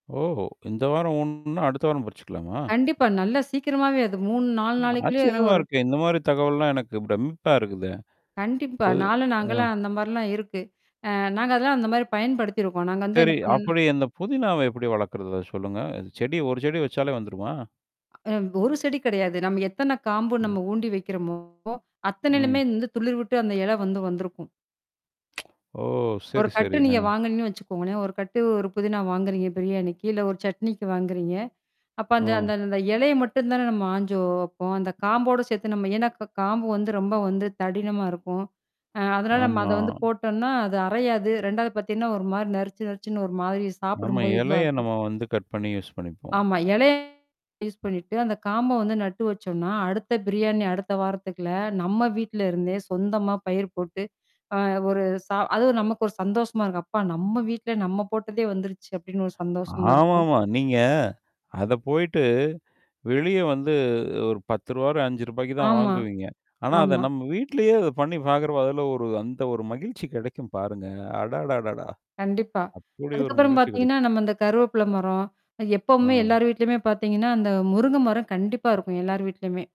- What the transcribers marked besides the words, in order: surprised: "ஓ இந்த வாரம் ஒண்ணுன்னா, அடுத்த வாரம் பறிச்சுக்கலாமா?"; distorted speech; other background noise; surprised: "அ ஆச்சரியமா இருக்கே. இந்த மாதிரித் தகவல் எல்லாம் எனக்குப் பிரம்மிப்பா இருக்குதே"; tapping; static; unintelligible speech; tsk; other noise; "தடிமனா" said as "தடினமா"; in English: "கட்"; in English: "யூஸ்"
- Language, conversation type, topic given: Tamil, podcast, சொந்தமாக உணவை வளர்த்தால் வாழ்க்கை உண்மையிலேயே எளிமையாகுமா?